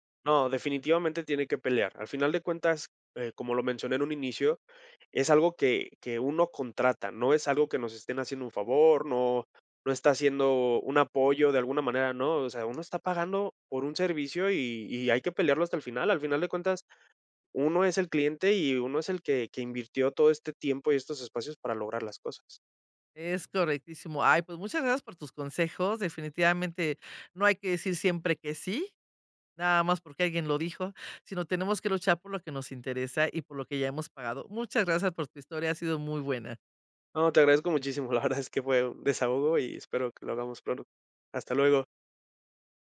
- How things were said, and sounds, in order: laughing while speaking: "la verdad es que fue"; "pronto" said as "proro"
- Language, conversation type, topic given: Spanish, podcast, ¿Alguna vez te cancelaron un vuelo y cómo lo manejaste?